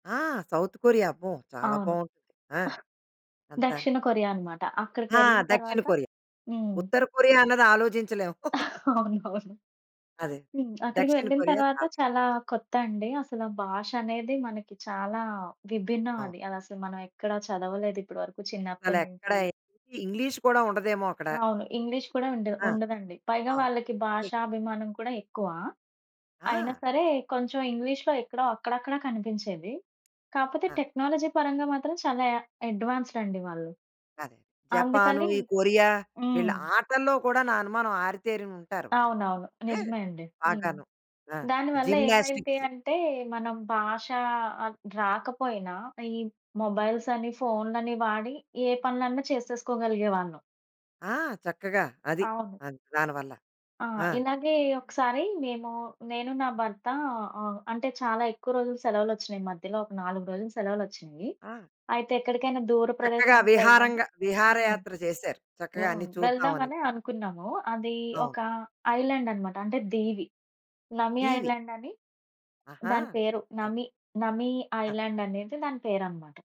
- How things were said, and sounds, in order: other noise; other background noise; chuckle; in English: "టెక్నాలజీ"; in English: "జిమ్‌నాస్టిక్స్"; in English: "ఐలాండ్"; in English: "ఐలాండ్"; in English: "ఐలాండ్"
- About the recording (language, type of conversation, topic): Telugu, podcast, విదేశంలో మీకు మరవలేని ఒక వ్యక్తి గురించి చెప్పగలరా?